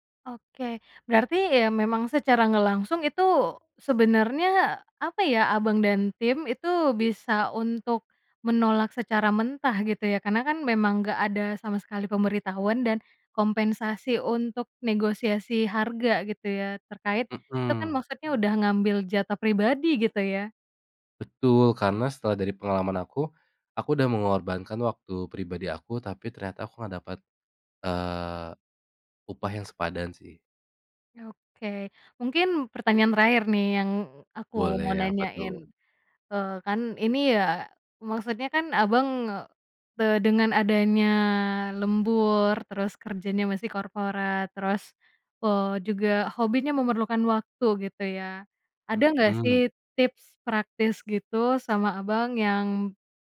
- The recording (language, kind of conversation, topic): Indonesian, podcast, Bagaimana kamu mengatur waktu antara pekerjaan dan hobi?
- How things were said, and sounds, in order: drawn out: "adanya"